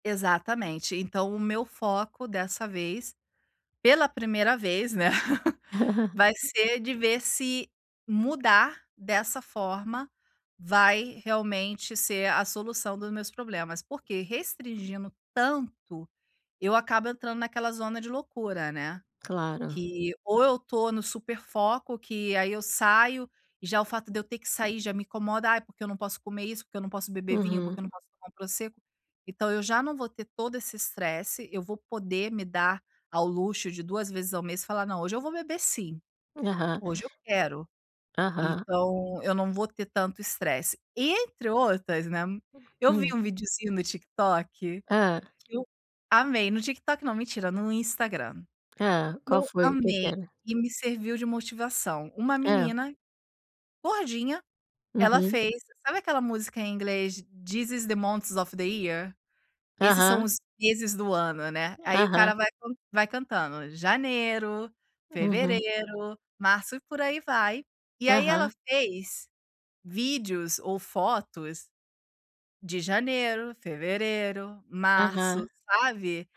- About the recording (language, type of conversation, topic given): Portuguese, advice, Como posso recuperar a confiança no trabalho e evitar repetir erros antigos?
- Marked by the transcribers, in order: laugh; other background noise; chuckle; tapping; in Italian: "Prosecco"; in English: "This is the monts of the year?"